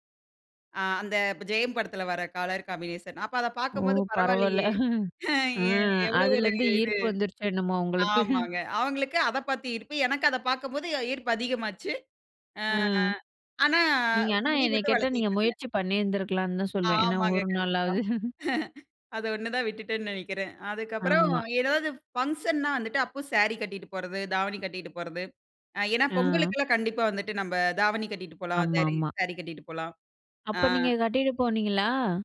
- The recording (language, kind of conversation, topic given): Tamil, podcast, வயது கூடுவதற்கேற்ப உங்கள் உடை அலங்காரப் பாணி எப்படி மாறியது?
- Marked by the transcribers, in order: "கலர்" said as "காலர்"; chuckle; laughing while speaking: "எ எவ்ளோ ஒரு இது"; drawn out: "அ"; chuckle